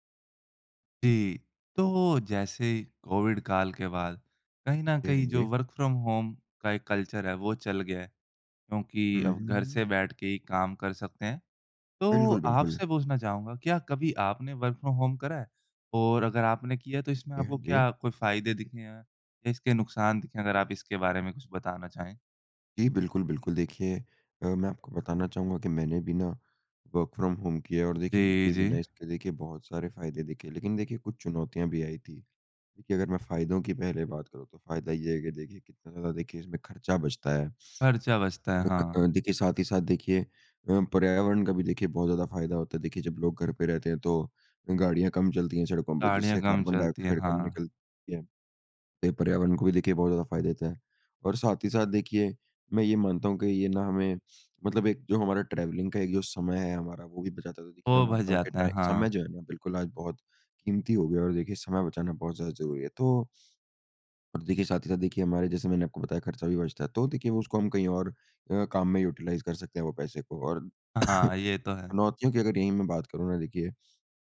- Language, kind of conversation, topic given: Hindi, podcast, वर्क‑फ्रॉम‑होम के सबसे बड़े फायदे और चुनौतियाँ क्या हैं?
- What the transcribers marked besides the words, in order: in English: "वर्क़ फ्रॉम होम"; in English: "कल्चर"; in English: "वर्क़ फ्रॉम होम"; in English: "वर्क़ फ्रॉम होम"; unintelligible speech; in English: "ट्रैवलिंग"; in English: "यूटिलाइज़"; cough